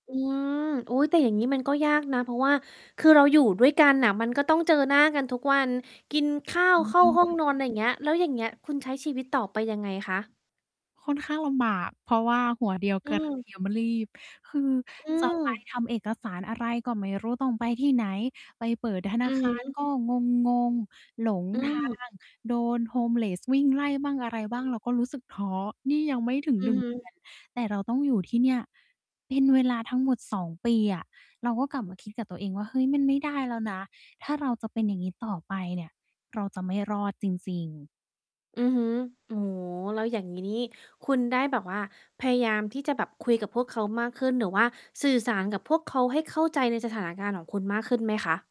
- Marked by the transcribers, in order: distorted speech; in English: "homeless"
- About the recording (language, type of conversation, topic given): Thai, podcast, คุณมีวิธีเข้าร่วมกลุ่มใหม่อย่างไรโดยยังคงความเป็นตัวเองไว้ได้?